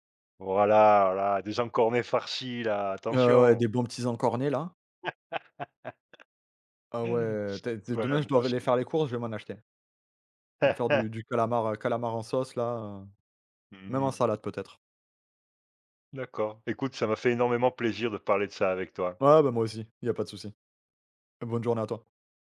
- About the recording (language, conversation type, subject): French, unstructured, Quelle texture alimentaire trouves-tu la plus dégoûtante ?
- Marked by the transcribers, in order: laugh; chuckle